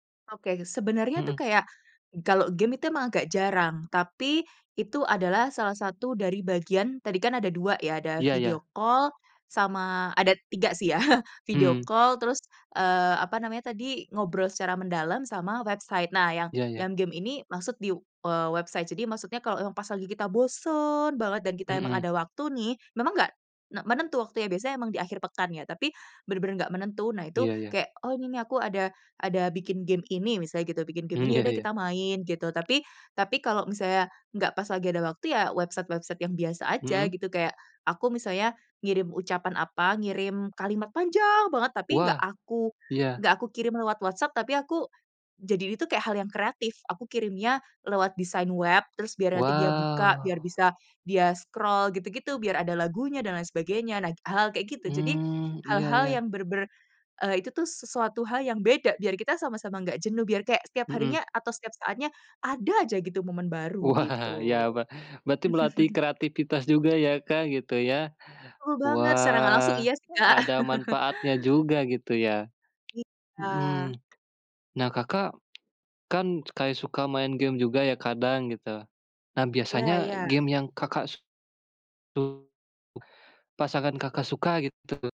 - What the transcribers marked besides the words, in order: in English: "video call"; tapping; chuckle; in English: "video call"; in English: "website"; in English: "website"; in English: "website-website"; in English: "scroll"; laughing while speaking: "Wah"; chuckle; chuckle; other background noise
- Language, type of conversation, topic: Indonesian, podcast, Apa ritual sederhana yang membuat kalian merasa lebih dekat satu sama lain?